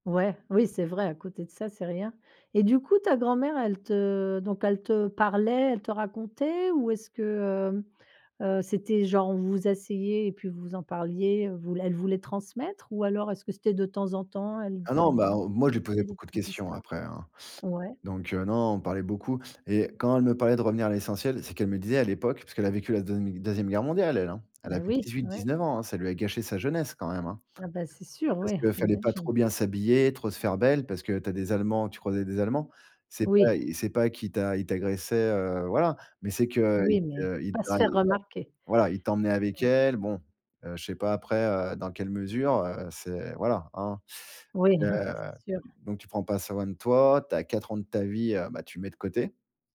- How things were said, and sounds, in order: chuckle
- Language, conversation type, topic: French, podcast, Quel rôle les aînés jouent-ils dans tes traditions ?